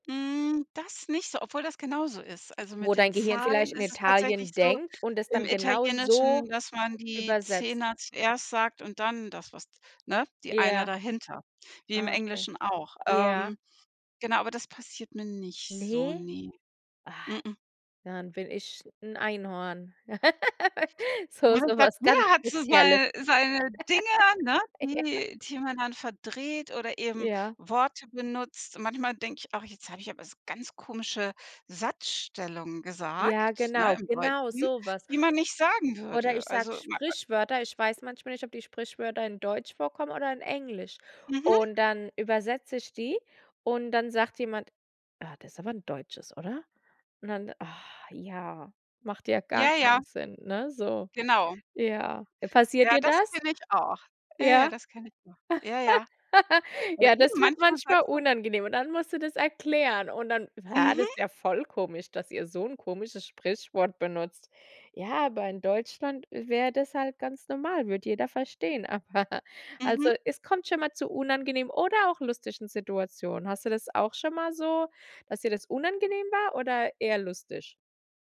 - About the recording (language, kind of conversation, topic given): German, podcast, Wie passt du deine Sprache an unterschiedliche kulturelle Kontexte an?
- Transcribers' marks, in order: laugh; unintelligible speech; laugh; laughing while speaking: "Ja"; unintelligible speech; sigh; laugh; laughing while speaking: "Aber"